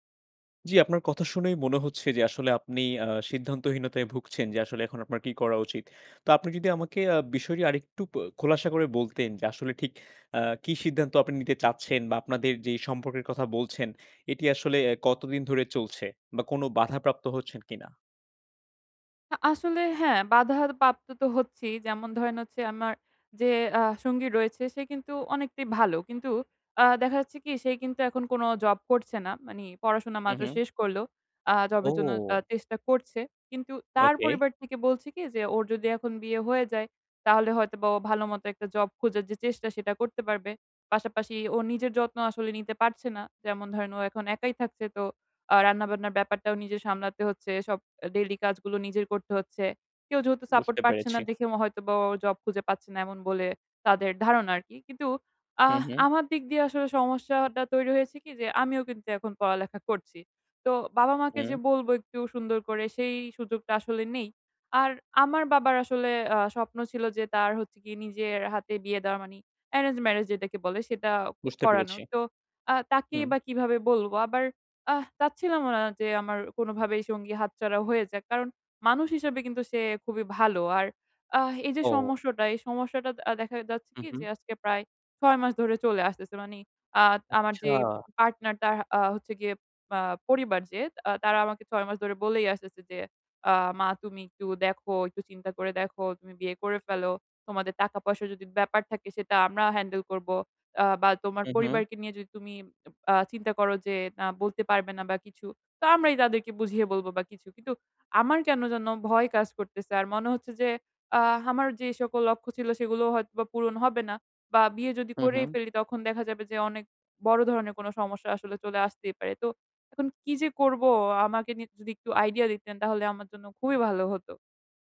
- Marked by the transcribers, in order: "প্রাপ্ত" said as "পাপ্ত"; "মানে" said as "মানি"; in English: "support"; sad: "আহ"; in English: "arrange marriage"; sad: "আহ"; sad: "আহ"; "সমস্যাটা" said as "সমস্যোটা"; "মানে" said as "মানি"; "তার" said as "তারহ"; in English: "handle"; "আমার" said as "হামার"; in English: "idea"
- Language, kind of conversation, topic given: Bengali, advice, আপনি কি বর্তমান সঙ্গীর সঙ্গে বিয়ে করার সিদ্ধান্ত নেওয়ার আগে কোন কোন বিষয় বিবেচনা করবেন?